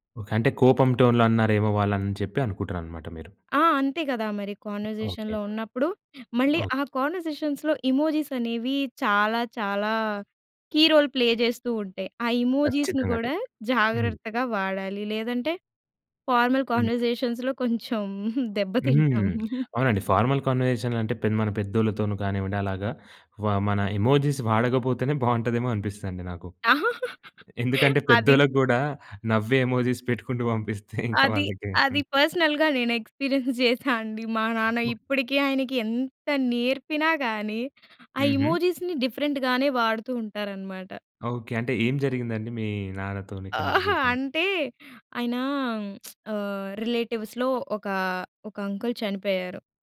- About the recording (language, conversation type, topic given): Telugu, podcast, ఆన్‌లైన్ సందేశాల్లో గౌరవంగా, స్పష్టంగా మరియు ధైర్యంగా ఎలా మాట్లాడాలి?
- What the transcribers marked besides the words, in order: in English: "టోన్‌లో"; in English: "కన్వర్జేషన్‌లో"; other background noise; other noise; in English: "కన్వర్జేషన్స్‌లో ఎమోజీస్"; in English: "కీరోల్ ప్లే"; in English: "ఎమోజిస్‌ని"; in English: "ఫార్మల్ కన్వర్జేషన్స్‌లో"; tapping; giggle; in English: "ఫార్మల్"; in English: "ఎమోజిస్"; chuckle; in English: "ఎమోజిస్"; giggle; in English: "పర్సనల్‌గా"; in English: "ఎక్స్పీరియన్స్"; in English: "ఎమోజిస్‌ని డిఫరెంట్‌గానే"; in English: "కాన్వర్సేషన్?"; lip smack; in English: "రిలేటివ్స్‌లో"